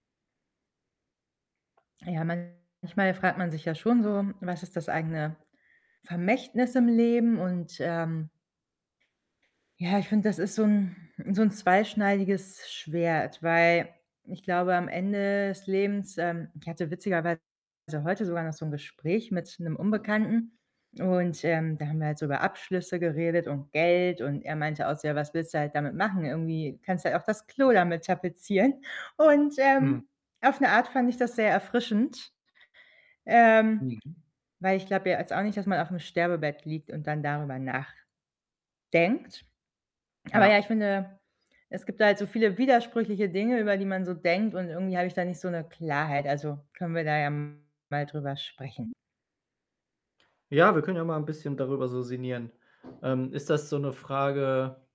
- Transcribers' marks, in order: distorted speech; other background noise; laughing while speaking: "tapezieren"
- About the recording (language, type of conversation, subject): German, advice, Wie möchte ich in Erinnerung bleiben und was gibt meinem Leben Sinn?